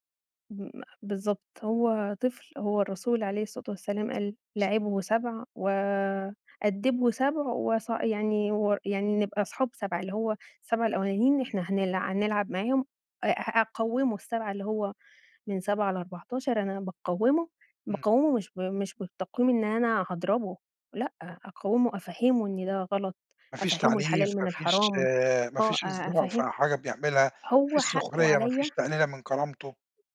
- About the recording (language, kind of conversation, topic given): Arabic, podcast, شو رأيك في تربية الولاد من غير عنف؟
- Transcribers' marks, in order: other background noise